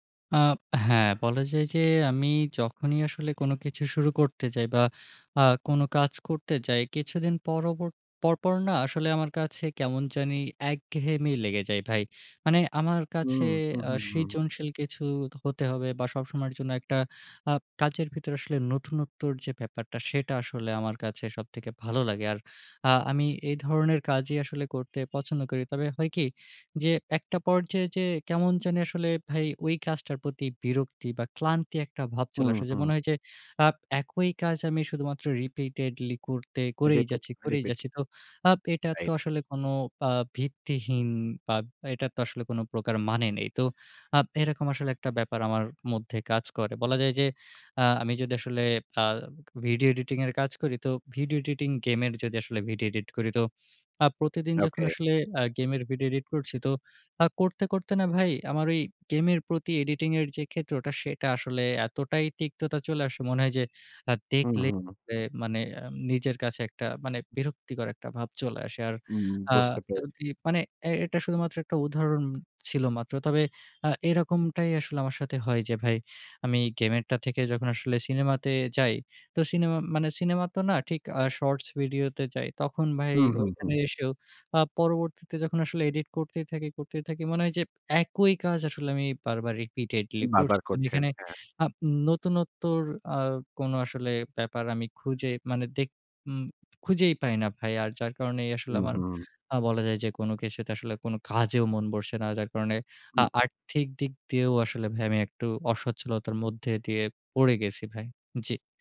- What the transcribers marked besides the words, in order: horn; in English: "repeatedly"; in English: "Repeat, repeat"; in English: "video editing"; in English: "video editing game"; in English: "video edit"; in English: "video edit"; in English: "editing"; in English: "shorts video"; in English: "repeatedly"
- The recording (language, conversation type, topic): Bengali, advice, বাধার কারণে কখনও কি আপনাকে কোনো লক্ষ্য ছেড়ে দিতে হয়েছে?